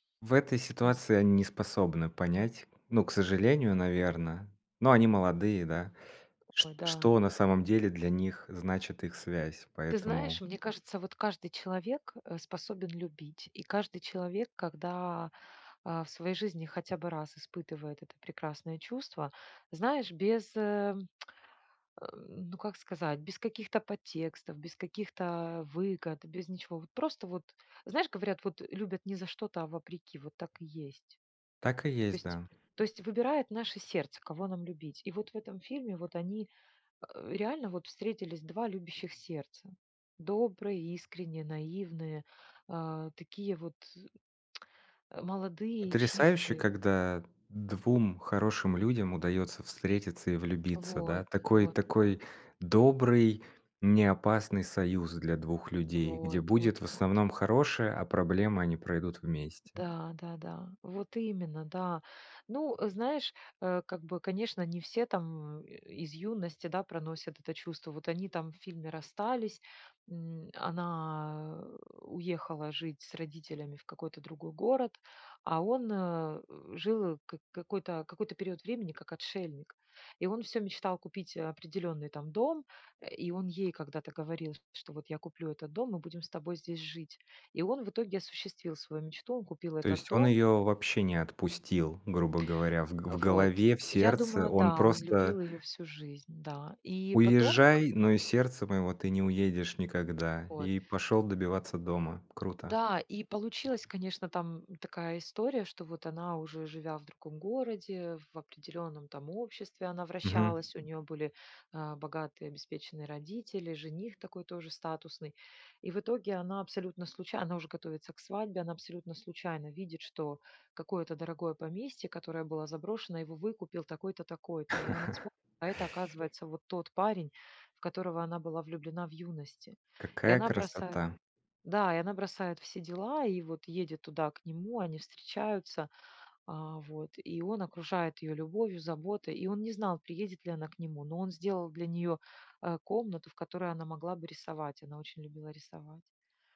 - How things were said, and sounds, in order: other noise; other background noise; tapping; chuckle
- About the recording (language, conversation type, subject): Russian, podcast, О каком своём любимом фильме вы бы рассказали и почему он вам близок?